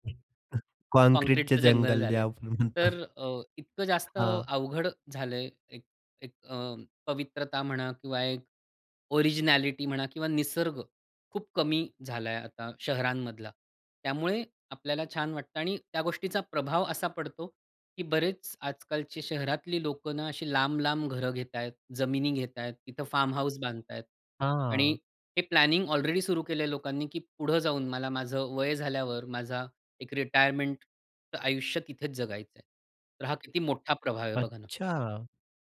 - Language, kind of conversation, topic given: Marathi, podcast, डिजिटल जगामुळे तुमची स्वतःची ओळख आणि आत्मप्रतिमा कशी बदलली आहे?
- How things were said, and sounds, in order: other noise; laughing while speaking: "जे आपण म्हणतो"; chuckle; in English: "ओरिजिनॅलिटी"; in English: "प्लॅनिंग"; anticipating: "अच्छा!"